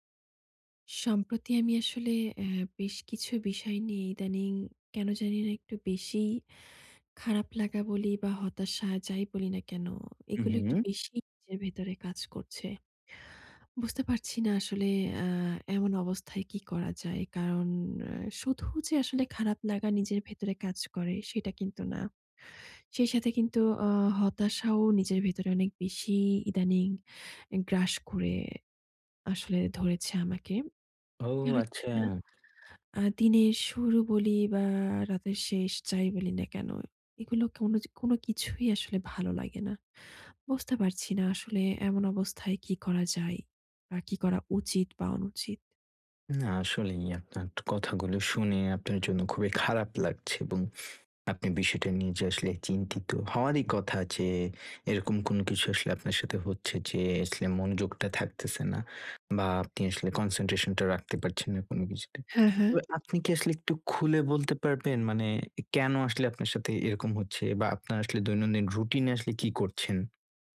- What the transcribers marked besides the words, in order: tapping; in English: "concentration"
- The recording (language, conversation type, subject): Bengali, advice, সোশ্যাল মিডিয়ার ব্যবহার সীমিত করে আমি কীভাবে মনোযোগ ফিরিয়ে আনতে পারি?